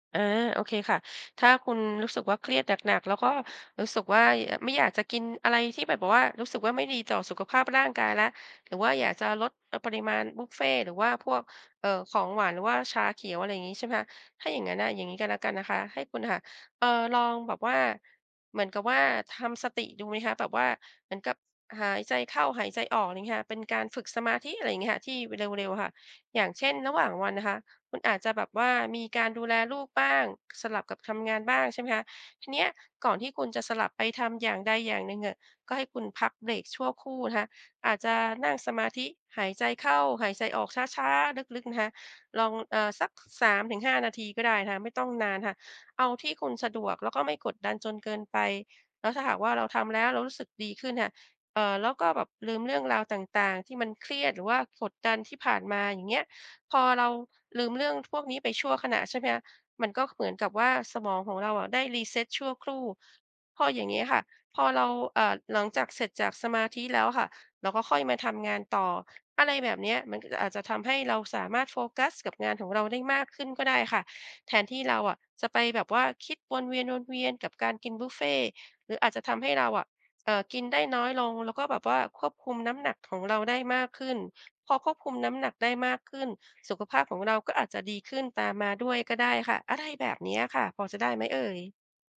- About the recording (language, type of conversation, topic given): Thai, advice, ฉันควรทำอย่างไรเมื่อเครียดแล้วกินมากจนควบคุมตัวเองไม่ได้?
- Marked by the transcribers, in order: tapping